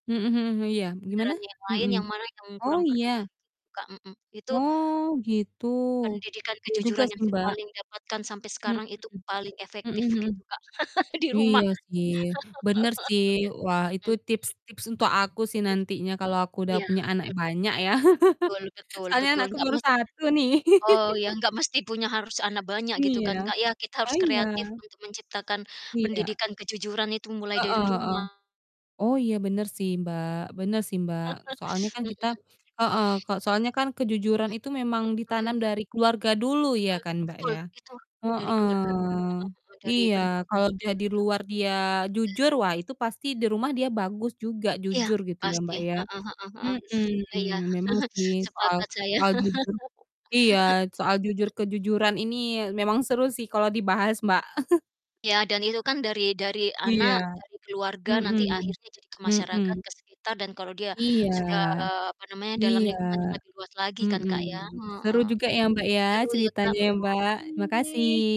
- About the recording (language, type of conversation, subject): Indonesian, unstructured, Apa arti kejujuran dalam kehidupan sehari-hari menurutmu?
- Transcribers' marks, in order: distorted speech; chuckle; laugh; tapping; chuckle; laugh; chuckle; chuckle; laugh; other background noise; chuckle